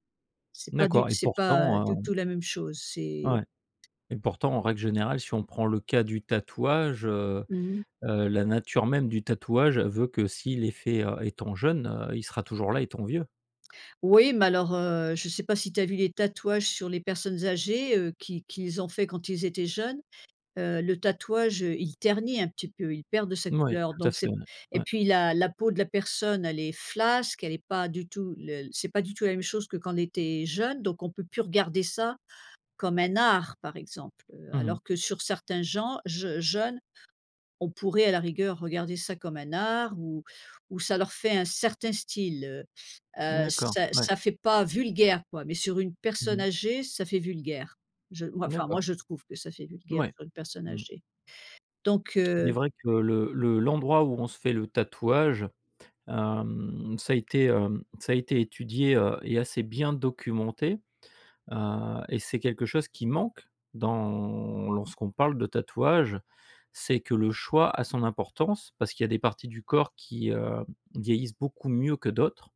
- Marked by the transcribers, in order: drawn out: "dans"
- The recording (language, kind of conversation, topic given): French, podcast, Tu t’habilles plutôt pour toi ou pour les autres ?